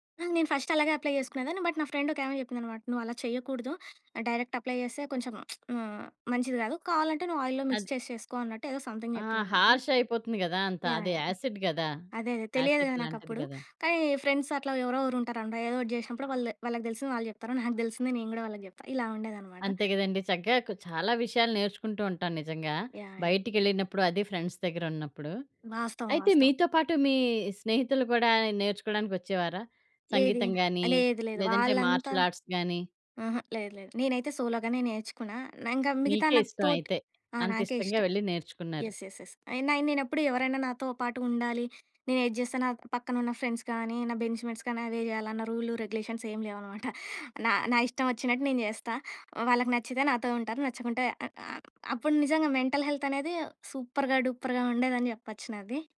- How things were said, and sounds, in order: in English: "ఫస్ట్"; in English: "అప్లై"; in English: "బట్"; in English: "ఫ్రెండ్"; in English: "డైరెక్ట్ అప్లై"; lip smack; in English: "ఆయిల్‌లో మిక్స్"; in English: "హార్ష్"; in English: "సంథింగ్"; in English: "యాసిడ్"; in English: "యాసిడ్"; in English: "ఫ్రెండ్స్"; other background noise; in English: "ఫ్రెండ్స్"; in English: "మార్షిల్ ఆర్ట్స్"; in English: "సోలోగానే"; in English: "యెస్. యెస్. యెస్"; in English: "ఫ్రెండ్స్"; in English: "బెంచ్‌మేట్స్"; in English: "రూల్ రెగ్యులేషన్స్"; chuckle; other noise; in English: "మెంటల్ హెల్త్"; in English: "సూపర్‌గా డూపర్‌గా"
- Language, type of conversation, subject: Telugu, podcast, మీరు వ్యాయామాన్ని అలవాటుగా ఎలా చేసుకున్నారు?